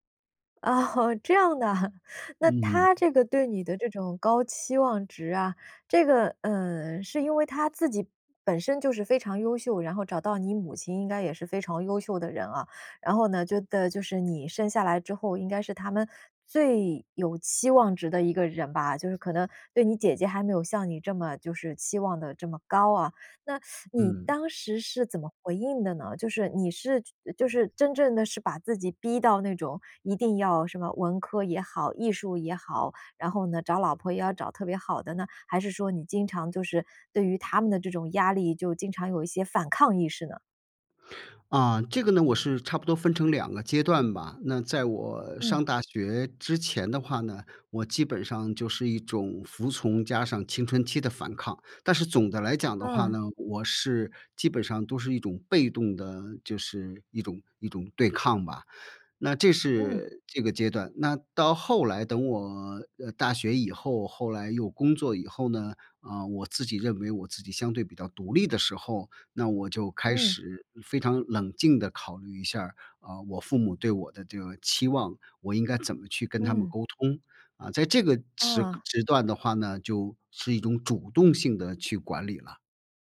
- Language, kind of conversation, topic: Chinese, podcast, 当父母对你的期望过高时，你会怎么应对？
- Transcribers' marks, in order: laughing while speaking: "啊哦，这样的哈"; teeth sucking